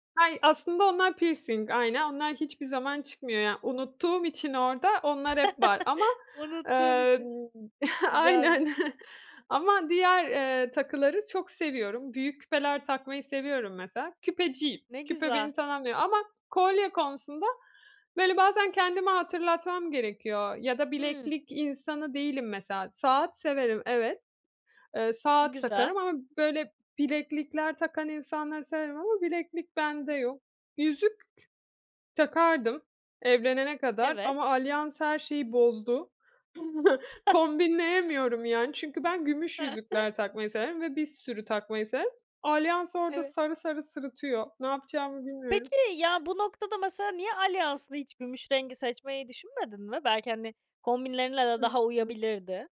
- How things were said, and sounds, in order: chuckle; tapping; chuckle; other background noise; chuckle; chuckle; unintelligible speech; chuckle
- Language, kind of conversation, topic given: Turkish, podcast, Ruh halini kıyafetlerinle nasıl yansıtırsın?